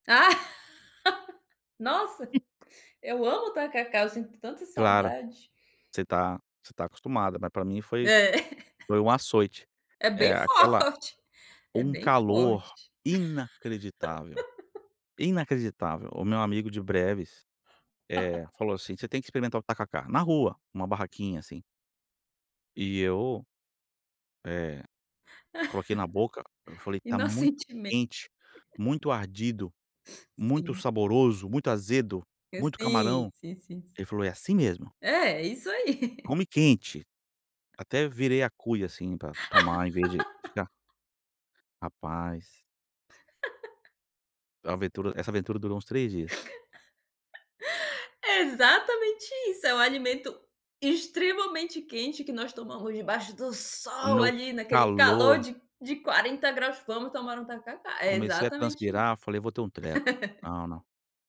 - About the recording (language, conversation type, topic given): Portuguese, podcast, Como vocês ensinam as crianças sobre as tradições?
- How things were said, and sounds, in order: laugh; other noise; laugh; laughing while speaking: "forte"; stressed: "inacreditável"; laugh; laugh; laugh; laugh; other background noise; laugh; laugh; stressed: "sol"; laugh